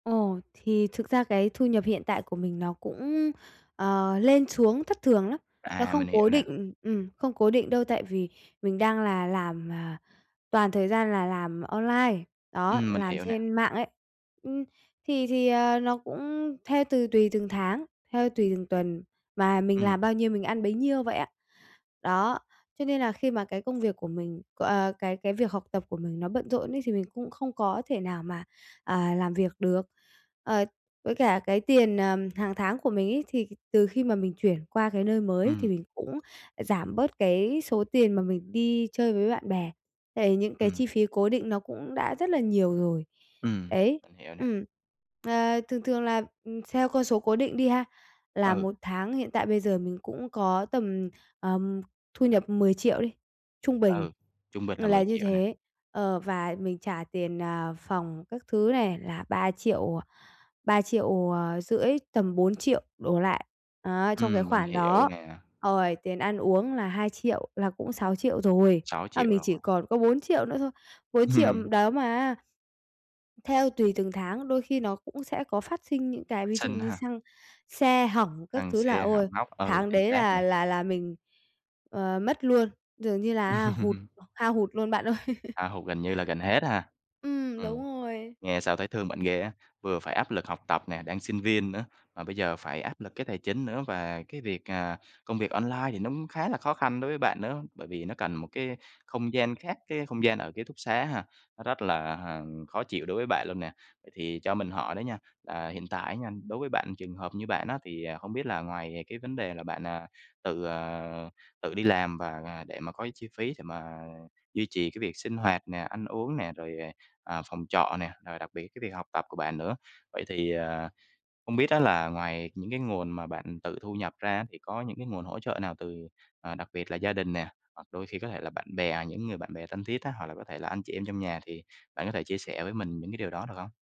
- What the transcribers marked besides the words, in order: tapping; laugh; laughing while speaking: "ơi!"; laugh
- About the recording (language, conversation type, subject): Vietnamese, advice, Làm thế nào để giảm áp lực tài chính khi chi phí chuyển nhà và sinh hoạt tăng cao?